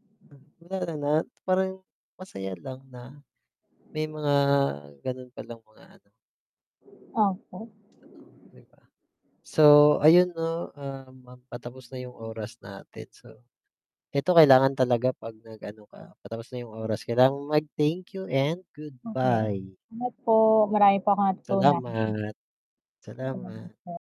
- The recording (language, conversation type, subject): Filipino, unstructured, Paano mo sinusuportahan ang kapareha mo sa mga hamon sa buhay?
- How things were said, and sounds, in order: other background noise; unintelligible speech; in English: "thank you and goodbye"